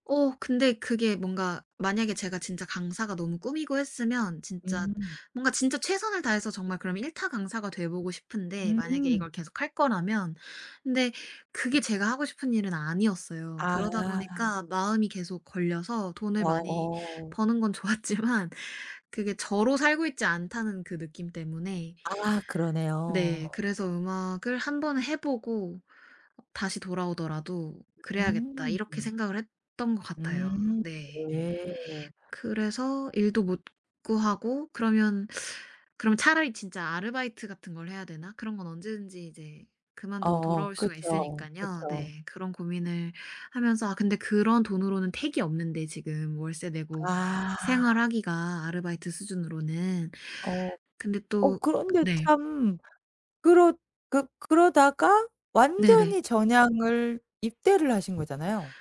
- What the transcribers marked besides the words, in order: other background noise; tapping; laughing while speaking: "좋았지만"
- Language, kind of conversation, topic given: Korean, podcast, 큰 실패를 겪은 뒤 다시 도전하게 된 계기는 무엇이었나요?